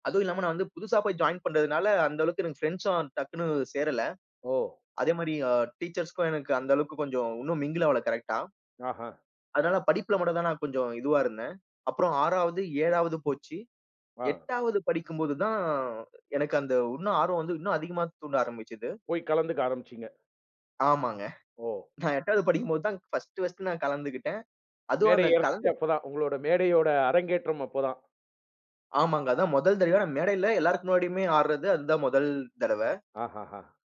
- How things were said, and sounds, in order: in English: "ஜாயின்"; in English: "மிங்கிள்"; other noise; drawn out: "படிக்கும் போது தான்"; laughing while speaking: "நான் எட்டாவது படிக்கும் போது தான்"; in English: "பர்ஸ்ட்டு பர்ஸ்ட்டு"
- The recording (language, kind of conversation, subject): Tamil, podcast, உன் கலைப் பயணத்தில் ஒரு திருப்புத்தான் இருந்ததா? அது என்ன?